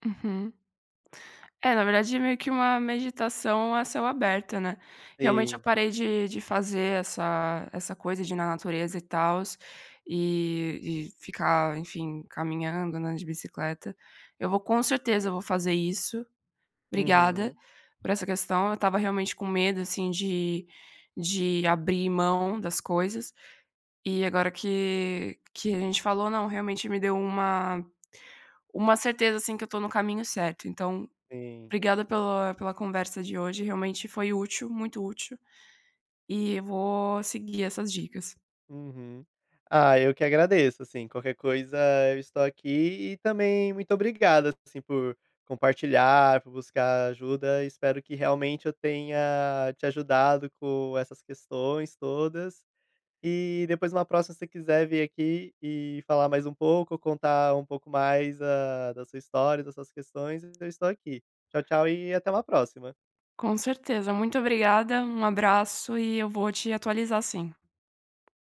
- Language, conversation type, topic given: Portuguese, advice, Como posso manter uma vida social ativa sem sacrificar o meu tempo pessoal?
- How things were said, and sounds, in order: tapping